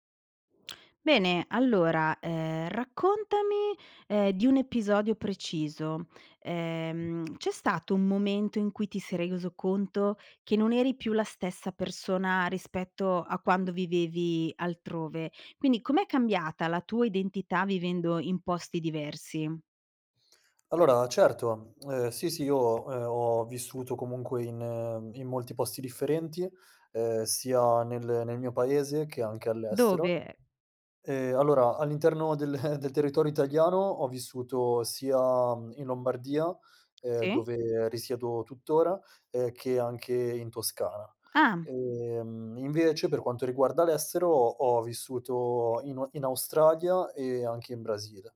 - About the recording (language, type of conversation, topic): Italian, podcast, Come è cambiata la tua identità vivendo in posti diversi?
- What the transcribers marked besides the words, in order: other background noise; "reso" said as "reiso"; tapping; laughing while speaking: "del"